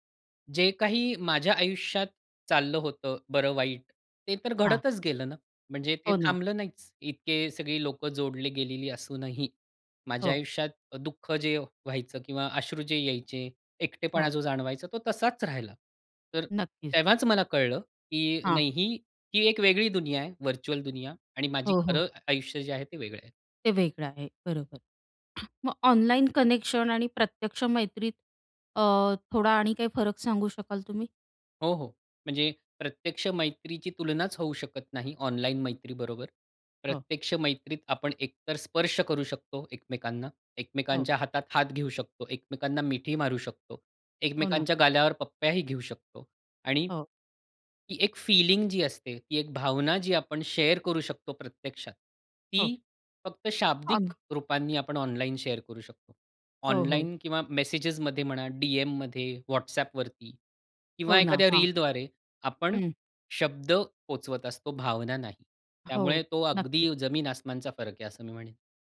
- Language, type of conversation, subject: Marathi, podcast, सोशल मीडियामुळे एकटेपणा कमी होतो की वाढतो, असं तुम्हाला वाटतं का?
- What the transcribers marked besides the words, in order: tapping; in English: "व्हर्चुअल"; other background noise; in English: "शेअर"; in English: "शेअर"